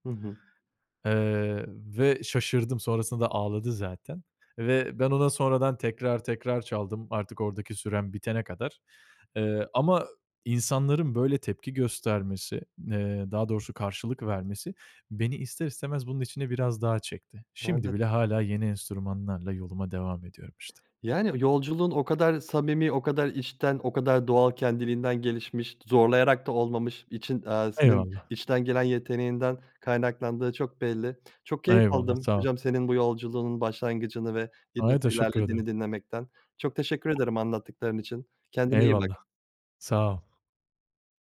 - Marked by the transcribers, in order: other background noise
- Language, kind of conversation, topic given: Turkish, podcast, Kendi müzik tarzını nasıl keşfettin?